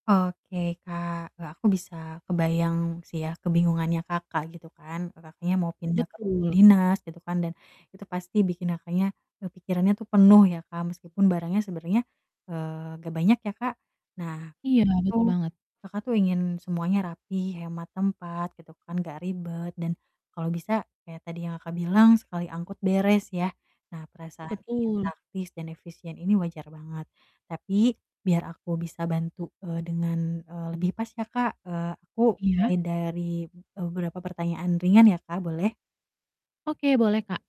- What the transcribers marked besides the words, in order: distorted speech; tapping
- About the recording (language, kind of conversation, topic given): Indonesian, advice, Bagaimana cara merencanakan dan mengatur pengemasan barang saat pindah?